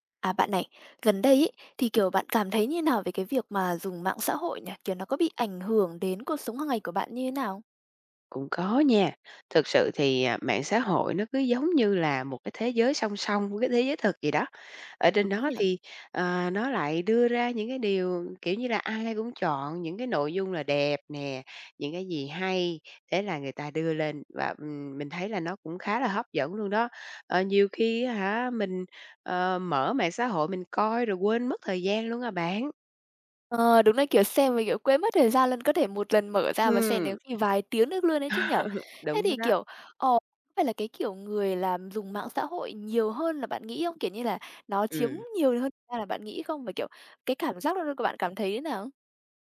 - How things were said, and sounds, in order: tapping; other background noise; laugh
- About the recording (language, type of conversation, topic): Vietnamese, podcast, Bạn cân bằng thời gian dùng mạng xã hội với đời sống thực như thế nào?